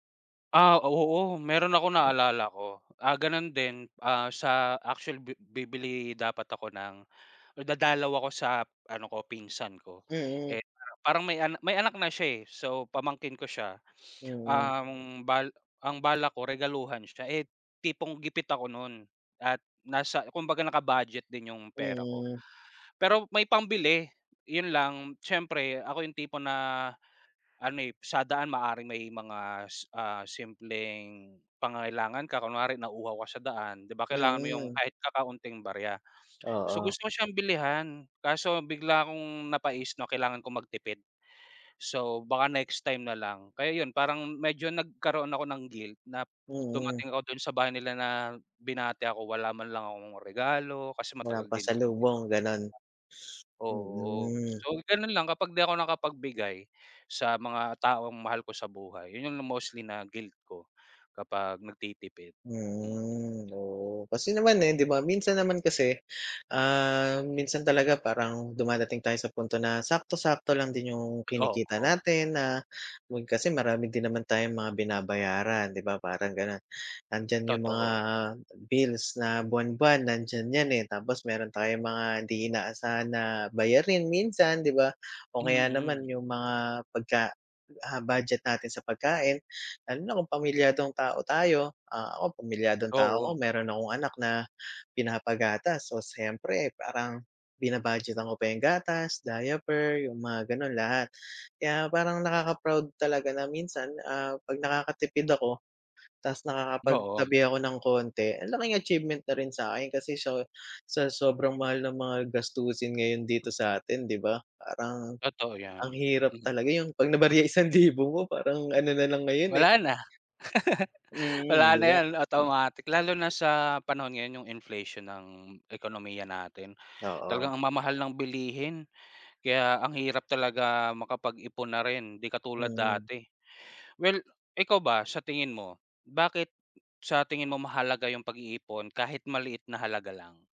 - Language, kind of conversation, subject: Filipino, unstructured, Ano ang pakiramdam mo kapag nakakatipid ka ng pera?
- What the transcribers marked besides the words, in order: tapping; laugh; other background noise